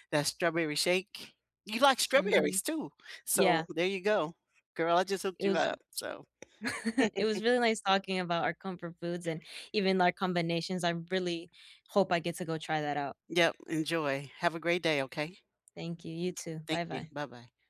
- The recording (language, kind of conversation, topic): English, unstructured, What comfort food do you turn to, and what is the story behind it?
- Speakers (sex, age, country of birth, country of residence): female, 18-19, United States, United States; female, 55-59, United States, United States
- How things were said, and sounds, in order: chuckle; other background noise